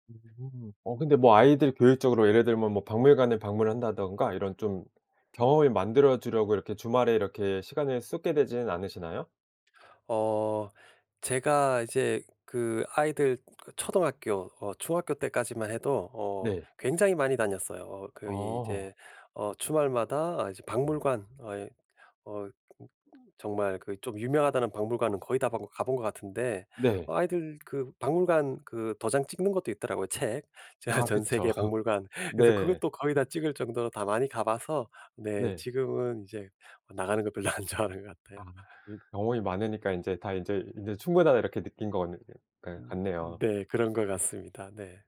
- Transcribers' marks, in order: other noise; laughing while speaking: "저"; laugh; laughing while speaking: "안 좋아하는"
- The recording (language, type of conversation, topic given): Korean, podcast, 주말을 알차게 보내는 방법은 무엇인가요?
- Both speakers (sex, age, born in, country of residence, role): male, 40-44, South Korea, South Korea, host; male, 50-54, South Korea, United States, guest